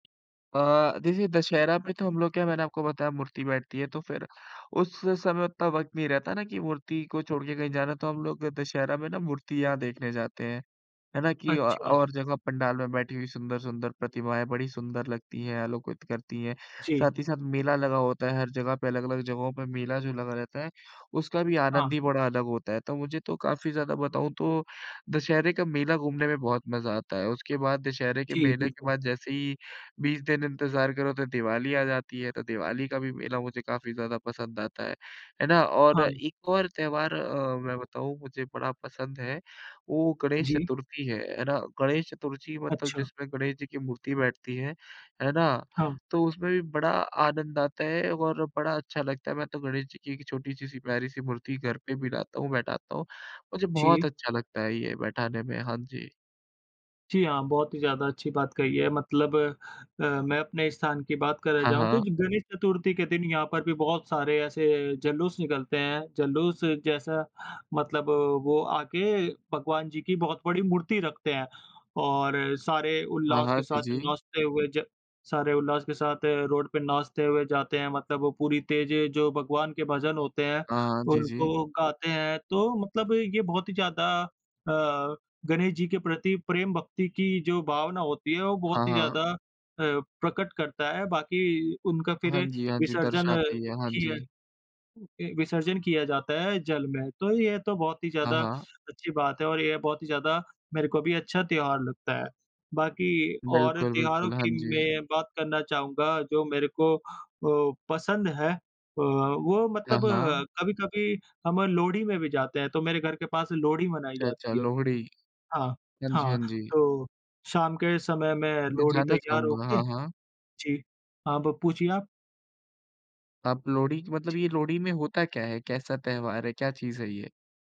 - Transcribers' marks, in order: "जुलूस" said as "जलूस"; "जुलूस" said as "जलूस"; in English: "रोड"
- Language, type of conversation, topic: Hindi, unstructured, आपका पसंदीदा त्योहार कौन-सा है और क्यों?